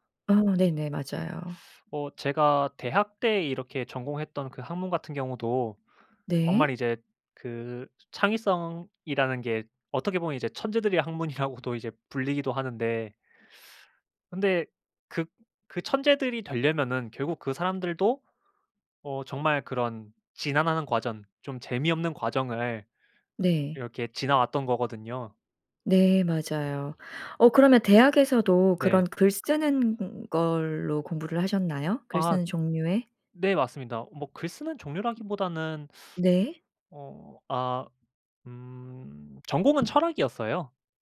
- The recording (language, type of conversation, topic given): Korean, podcast, 초보자가 창의성을 키우기 위해 어떤 연습을 하면 좋을까요?
- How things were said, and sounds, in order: other background noise; laughing while speaking: "학문이라고도"